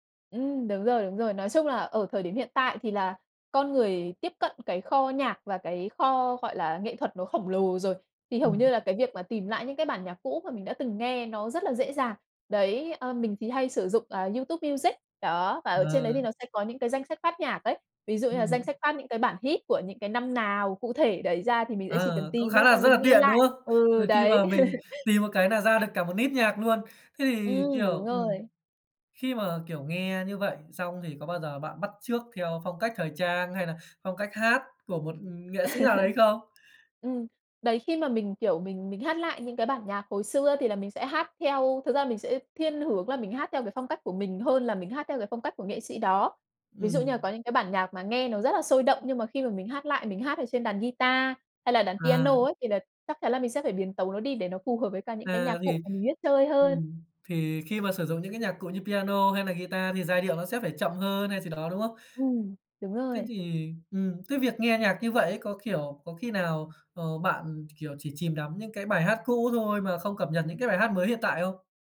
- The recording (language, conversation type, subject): Vietnamese, podcast, Bạn có hay nghe lại những bài hát cũ để hoài niệm không, và vì sao?
- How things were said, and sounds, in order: in English: "hit"; tapping; laugh; "list" said as "nít"; "luôn" said as "nuôn"; laugh